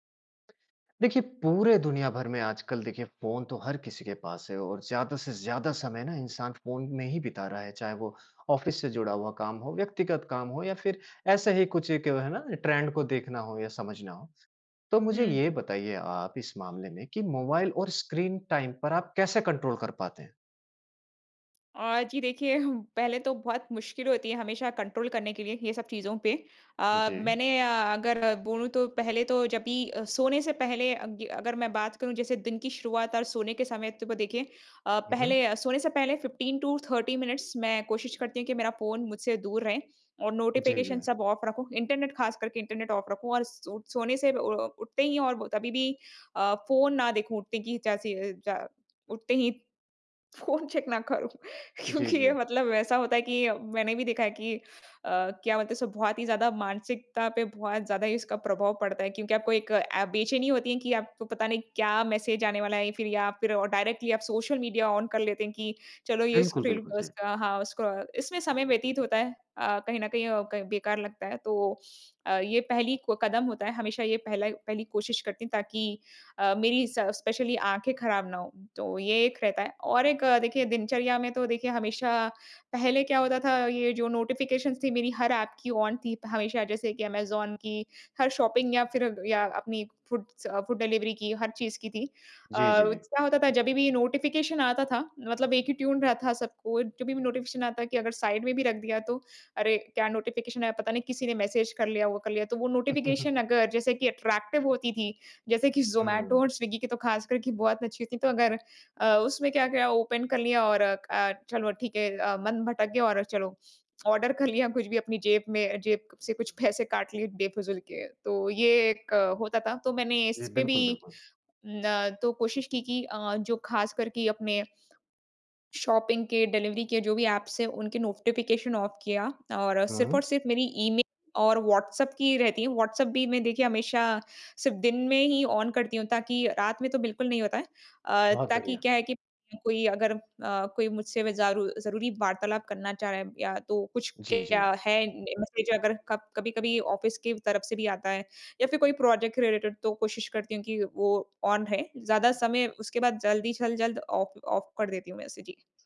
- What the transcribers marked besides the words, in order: in English: "ऑफिस"; in English: "ट्रेंड"; in English: "स्क्रीन टाइम"; in English: "कंट्रोल"; in English: "कंट्रोल"; in English: "टू"; in English: "नोटिफिकेशन"; in English: "ऑफ"; in English: "ऑफ"; laughing while speaking: "फ़ोन चेक ना करूँ। क्योंकि"; in English: "चेक"; in English: "मैसेज"; in English: "डायरेक्टली"; in English: "ऑन"; in English: "स स्पेशली"; in English: "नोटिफिकेशंस"; in English: "ऑन"; in English: "शॉपिंग ऐप"; in English: "फूडस अ, फूड डिलिवरी"; in English: "नोटिफिकेशन"; in English: "ट्यून"; in English: "नोटिफिकेशन"; in English: "साइड"; in English: "नोटिफिकेशन"; in English: "मैसेज"; chuckle; in English: "नोटिफिकेशन"; in English: "अट्रैक्टिव"; in English: "ओपन"; in English: "ऑर्डर"; laughing while speaking: "कर लिया कुछ भी"; in English: "शॉपिंग"; in English: "डिलिवरी"; in English: "नोटिफिकेशन ऑफ"; in English: "ऑन"; in English: "ऑफिस"; in English: "प्रोजेक्ट"; in English: "रिलेटेड"; in English: "ऑन"; in English: "ऑफ़ ऑफ़"
- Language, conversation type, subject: Hindi, podcast, आप मोबाइल फ़ोन और स्क्रीन पर बिताए जाने वाले समय को कैसे नियंत्रित करते हैं?